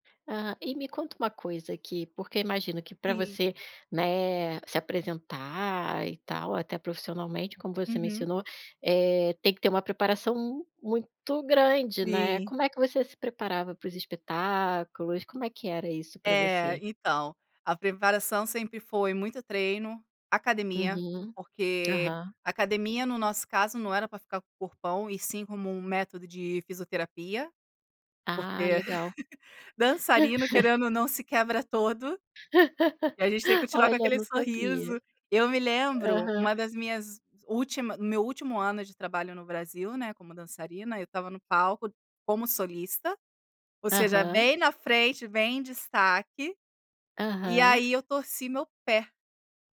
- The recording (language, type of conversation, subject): Portuguese, podcast, O que mais te chama a atenção na dança, seja numa festa ou numa aula?
- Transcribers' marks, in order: chuckle; laugh